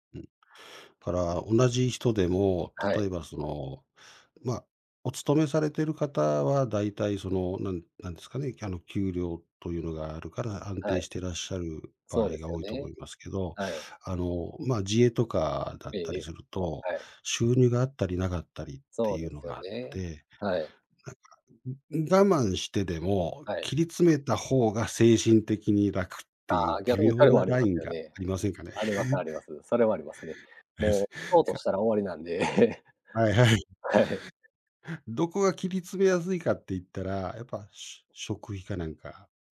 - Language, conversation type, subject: Japanese, unstructured, お金の使い方で大切にしていることは何ですか？
- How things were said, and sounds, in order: chuckle; laughing while speaking: "終わりなんで。はい"